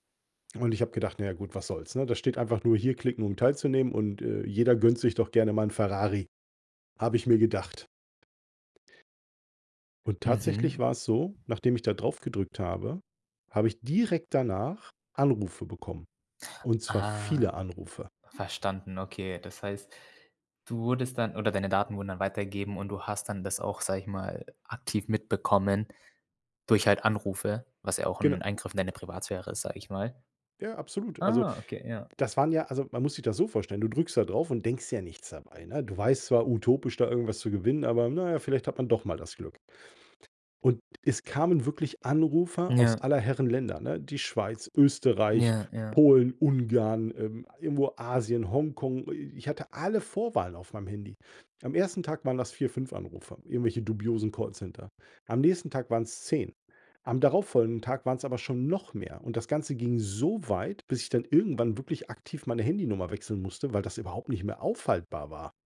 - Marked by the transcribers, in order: stressed: "direkt"; stressed: "so"
- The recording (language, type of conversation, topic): German, podcast, Wie wichtig sind dir Datenschutz-Einstellungen in sozialen Netzwerken?